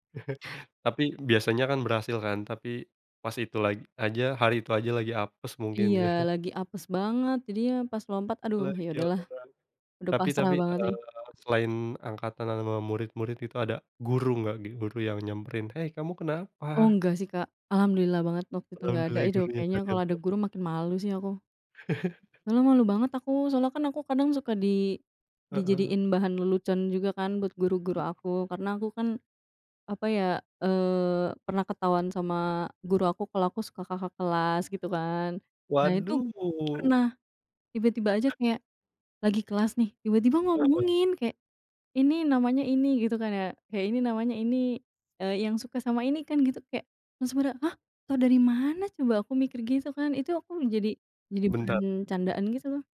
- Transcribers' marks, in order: chuckle; chuckle; other background noise; laugh; drawn out: "Waduh!"
- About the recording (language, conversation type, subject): Indonesian, podcast, Apa pengalaman paling memalukan yang sekarang bisa kamu tertawakan?